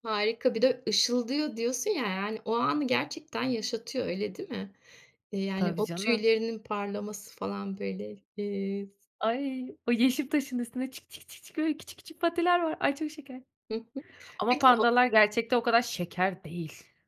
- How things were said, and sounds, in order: joyful: "Ay! O yeşim taşının üstünde … Ay, çok şeker"
- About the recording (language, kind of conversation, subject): Turkish, podcast, Unutulmaz bir film sahnesini nasıl anlatırsın?